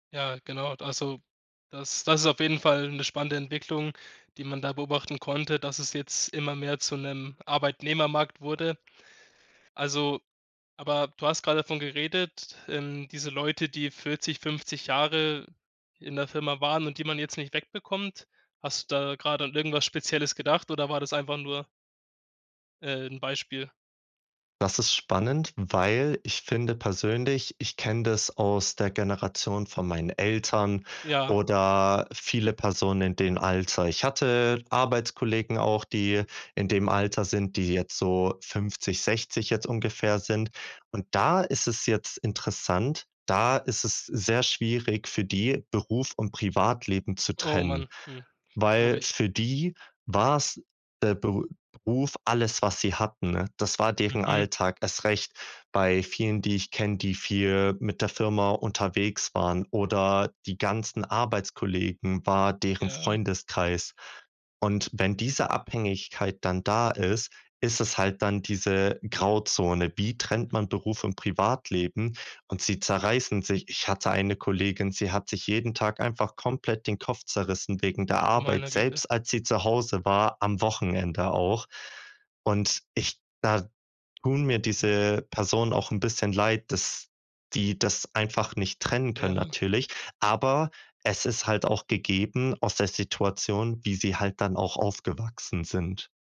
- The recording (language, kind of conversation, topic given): German, podcast, Wie entscheidest du zwischen Beruf und Privatleben?
- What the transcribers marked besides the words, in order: other background noise; stressed: "da"; other noise